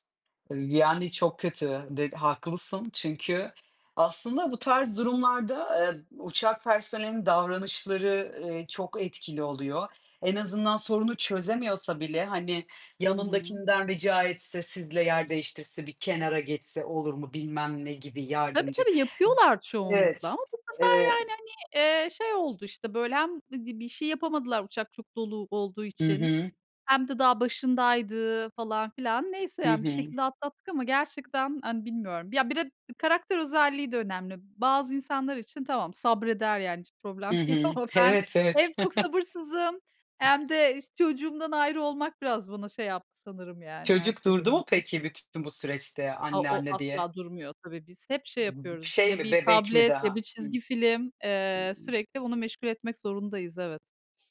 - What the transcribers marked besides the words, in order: other background noise; tapping; laughing while speaking: "problem değil ama"; chuckle
- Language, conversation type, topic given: Turkish, unstructured, Uçak yolculuğunda yaşadığın en kötü deneyim neydi?